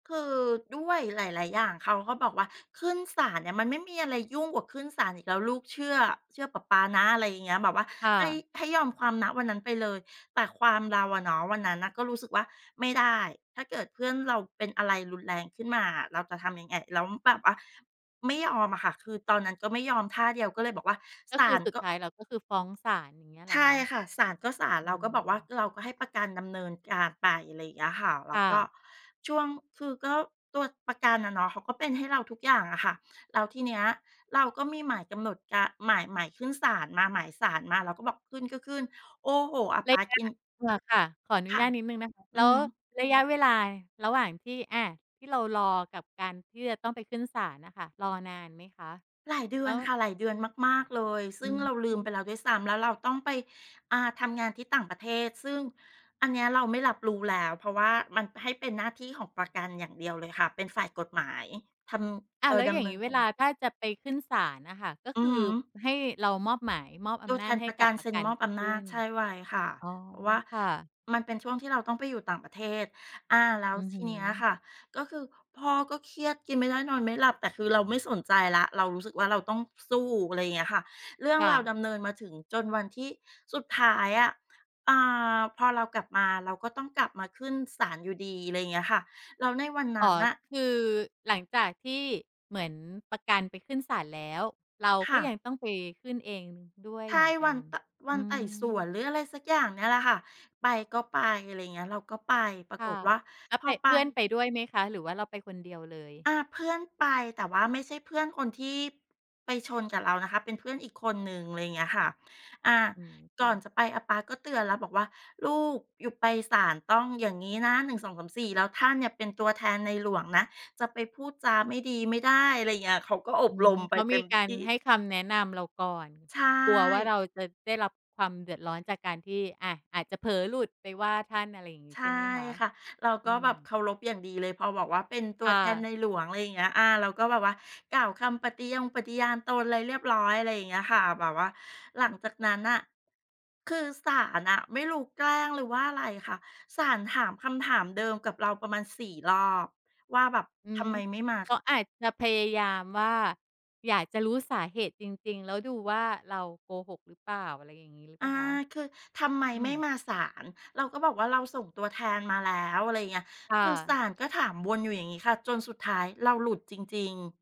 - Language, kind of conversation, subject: Thai, podcast, มีวันธรรมดาที่กลายเป็นวันสำคัญในชีวิตของคุณไหม?
- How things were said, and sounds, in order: other noise; tapping